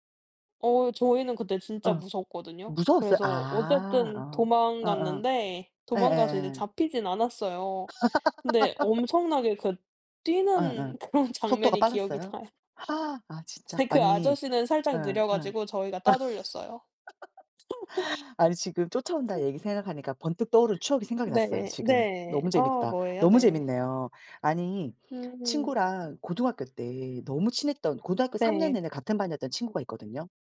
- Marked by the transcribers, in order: laugh; laughing while speaking: "그런 장면이 기억이 나요"; gasp; laughing while speaking: "근데"; laugh; laugh
- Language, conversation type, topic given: Korean, unstructured, 어린 시절 친구들과 함께한 추억 중 가장 재미있었던 일은 무엇인가요?
- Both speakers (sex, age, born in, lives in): female, 30-34, South Korea, Sweden; female, 40-44, South Korea, South Korea